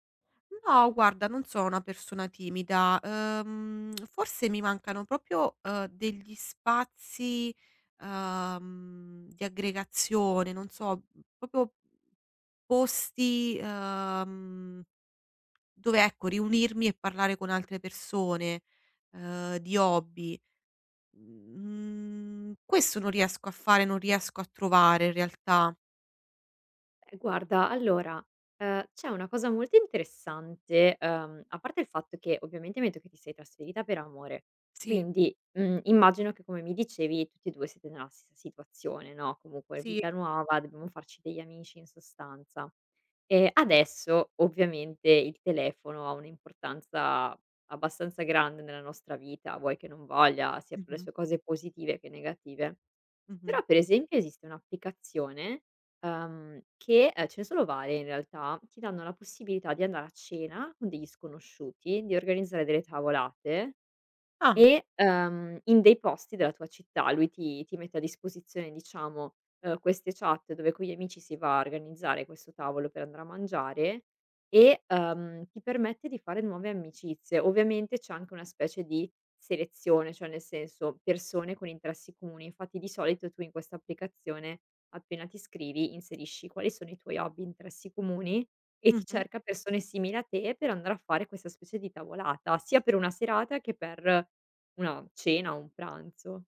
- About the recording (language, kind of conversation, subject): Italian, advice, Come posso fare nuove amicizie e affrontare la solitudine nella mia nuova città?
- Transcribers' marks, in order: other background noise; "sono" said as "zono"; lip smack; "proprio" said as "propio"; "proprio" said as "popio"